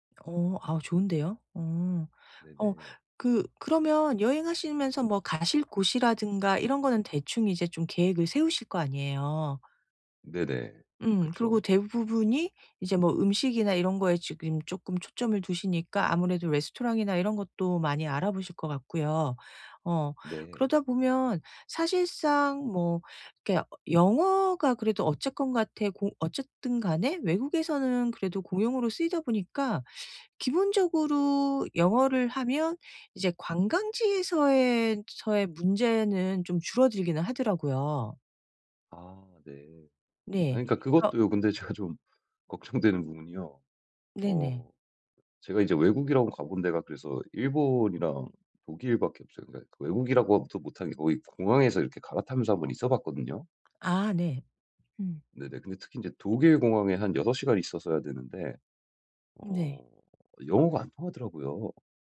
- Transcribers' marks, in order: other background noise; laughing while speaking: "제가 좀 걱정되는"
- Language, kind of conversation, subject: Korean, advice, 여행 중 언어 장벽을 어떻게 극복해 더 잘 의사소통할 수 있을까요?